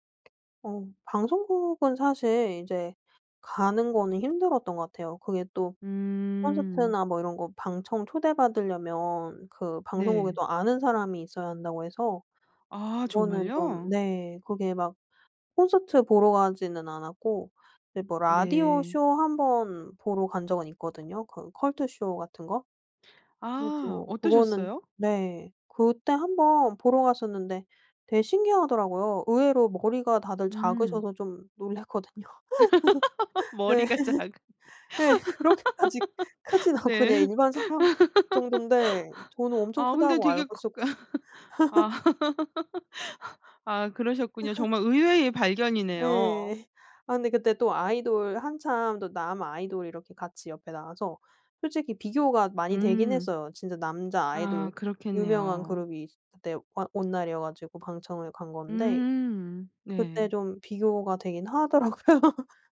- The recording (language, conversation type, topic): Korean, podcast, 미디어(라디오, TV, 유튜브)가 너의 음악 취향을 어떻게 만들었어?
- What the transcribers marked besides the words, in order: tapping; laugh; laughing while speaking: "머리가 작은데. 네"; laughing while speaking: "놀랐거든요. 네 네 그렇게까지 크진 않고 그냥 일반 사람 정돈데"; laugh; laughing while speaking: "아"; laugh; laugh; laughing while speaking: "하더라고요"